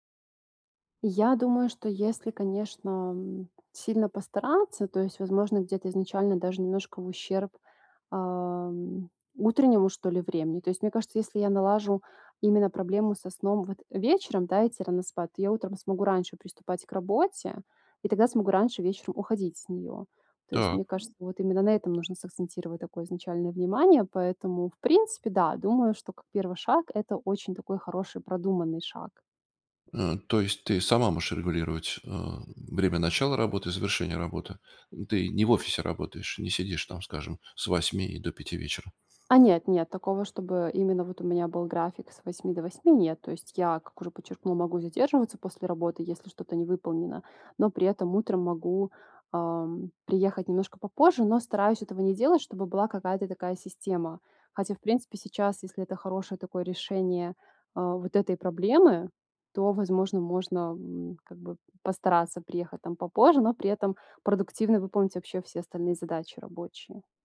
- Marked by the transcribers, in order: tapping; other background noise
- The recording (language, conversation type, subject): Russian, advice, Как просыпаться каждый день с большей энергией даже после тяжёлого дня?